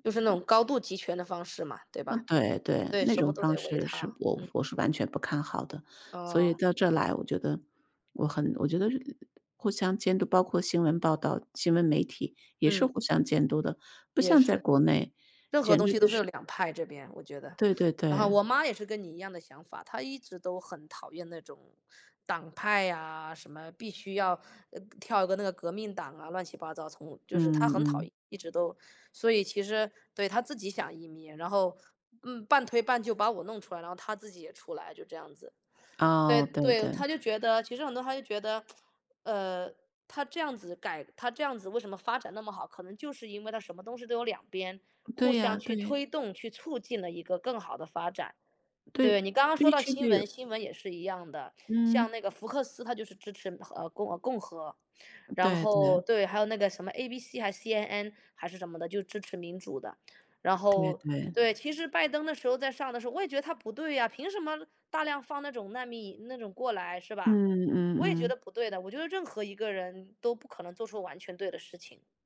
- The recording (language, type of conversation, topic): Chinese, unstructured, 最近的经济变化对普通人的生活有哪些影响？
- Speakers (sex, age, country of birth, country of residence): female, 55-59, China, United States; male, 35-39, United States, United States
- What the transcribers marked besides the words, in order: tapping; tsk; other background noise